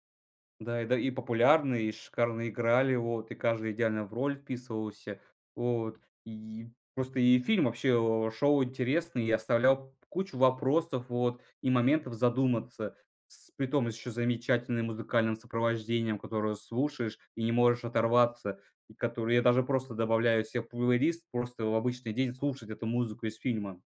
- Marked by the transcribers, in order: none
- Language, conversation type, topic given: Russian, podcast, Какая концовка фильма заставила тебя задуматься?